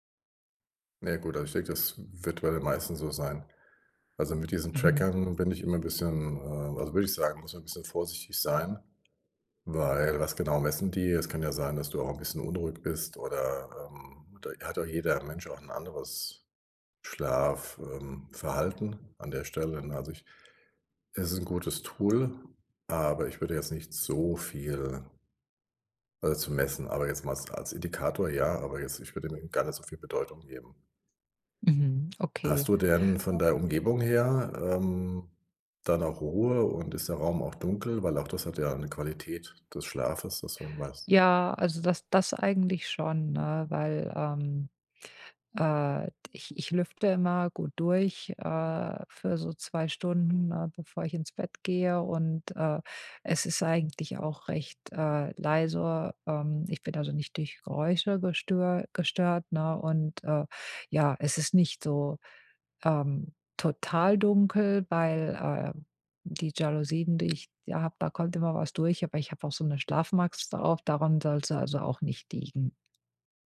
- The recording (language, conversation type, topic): German, advice, Wie kann ich trotz abendlicher Gerätenutzung besser einschlafen?
- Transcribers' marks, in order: "Schlafmaske" said as "Schlafmax"